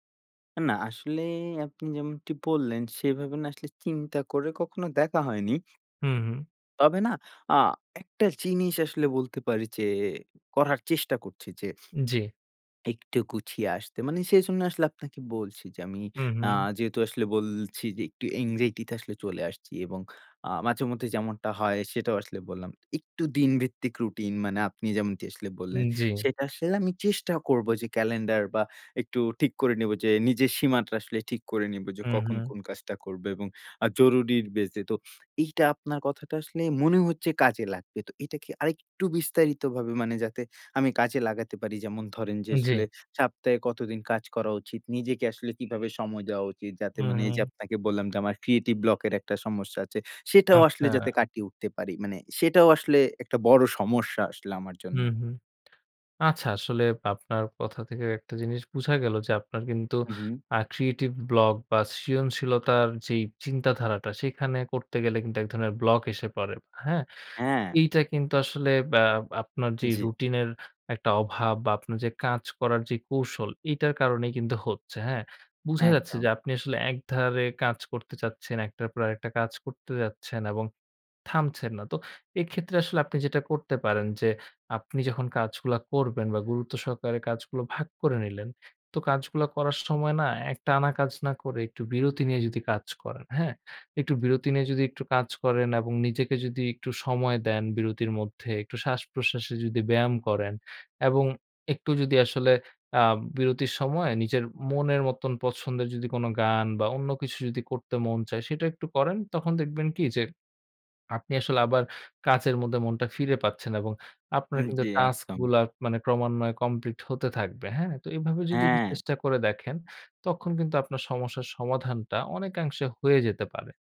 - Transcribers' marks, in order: sniff; "অ্যানজাইটি" said as "এংরেইটি"; bird; tapping; other background noise; swallow
- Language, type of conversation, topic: Bengali, advice, সময় ব্যবস্থাপনায় অসুবিধা এবং সময়মতো কাজ শেষ না করার কারণ কী?